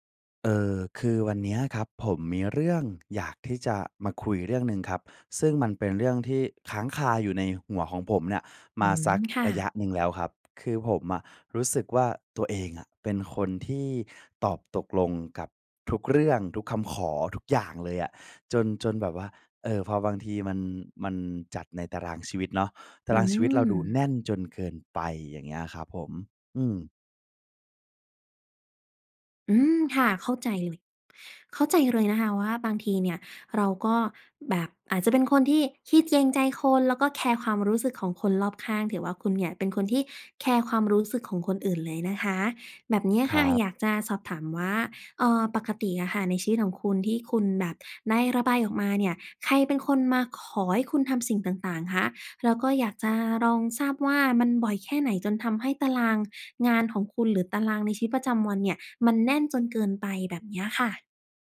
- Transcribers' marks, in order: "เกรง" said as "เจง"
- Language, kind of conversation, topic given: Thai, advice, คุณมักตอบตกลงทุกคำขอจนตารางแน่นเกินไปหรือไม่?